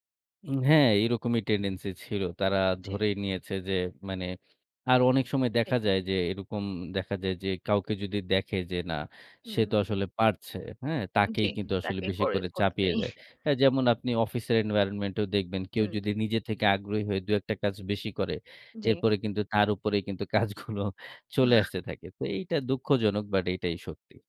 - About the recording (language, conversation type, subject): Bengali, podcast, শেখার পথে কোনো বড় ব্যর্থতা থেকে তুমি কী শিখেছ?
- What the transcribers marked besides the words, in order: in English: "টেনডেন্সি"; background speech; laugh